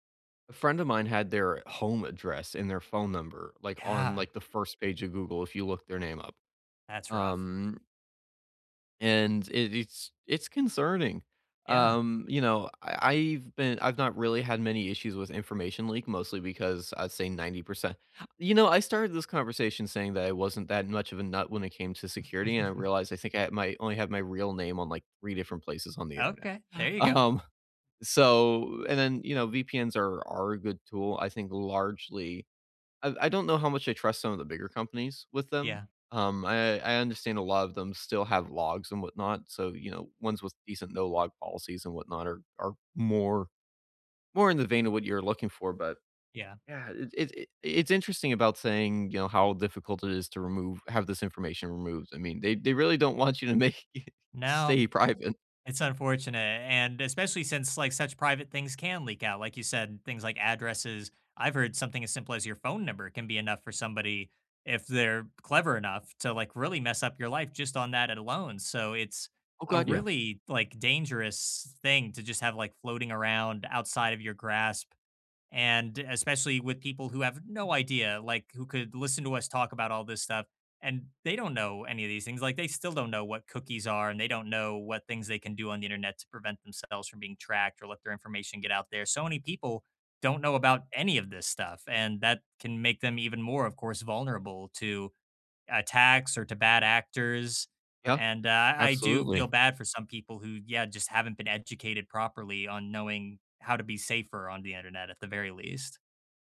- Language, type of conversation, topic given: English, unstructured, How do you feel about ads tracking what you do online?
- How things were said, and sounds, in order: tapping; chuckle; laughing while speaking: "Um"; laughing while speaking: "you to make stay private"